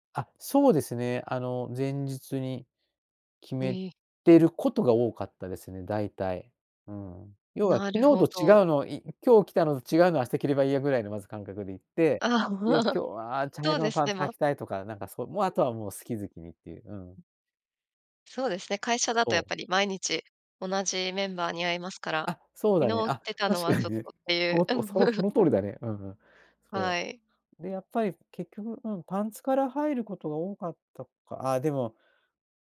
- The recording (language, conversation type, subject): Japanese, podcast, 朝の服選びは、どうやって決めていますか？
- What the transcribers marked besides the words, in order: chuckle; other noise